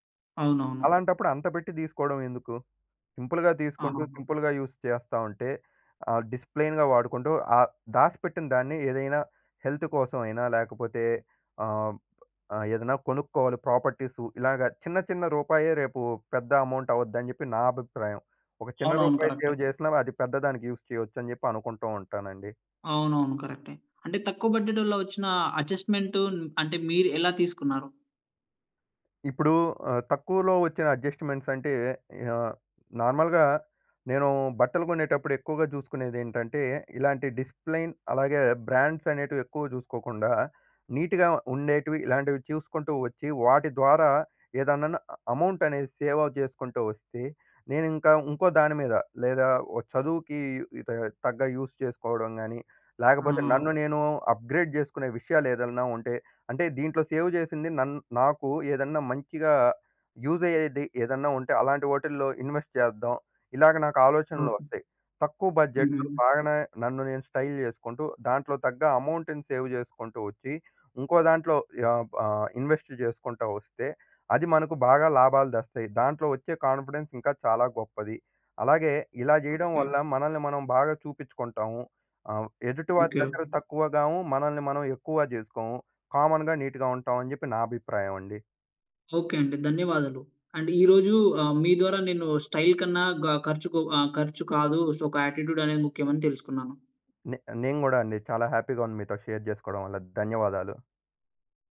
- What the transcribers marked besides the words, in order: in English: "సింపుల్‌గా"; in English: "సింపుల్‌గా యూజ్"; in English: "డిసిప్లేన్‌గా"; in English: "హెల్త్"; in English: "అమౌంట్"; in English: "సేవ్"; in English: "కరెక్టే"; in English: "యూజ్"; in English: "కరెక్టే"; in English: "బడ్జెట్‌లో"; in English: "అడ్జస్ట్‌మెంట్స్"; in English: "నార్మల్‌గా"; in English: "డిసిప్లేన్"; in English: "నీట్‌గా"; in English: "అమౌంట్"; in English: "యూజ్"; in English: "అప్‌గ్రేడ్"; in English: "సేవ్"; in English: "యూజ్"; in English: "ఇన్‌వెస్ట్"; in English: "బడ్జెట్‌లో"; in English: "స్టైల్"; other background noise; in English: "అమౌంట్‌ని సేవ్"; in English: "ఇన్‌వెస్ట్"; in English: "కాన్‌ఫిడెన్స్"; in English: "కామన్‌గా నీట్‌గా"; in English: "అండ్"; in English: "స్టైల్"; in English: "సో"; in English: "యాటిట్యూడ్"; in English: "హ్యాపీగా"; in English: "షేర్"
- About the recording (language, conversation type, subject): Telugu, podcast, తక్కువ బడ్జెట్‌లో కూడా స్టైలుగా ఎలా కనిపించాలి?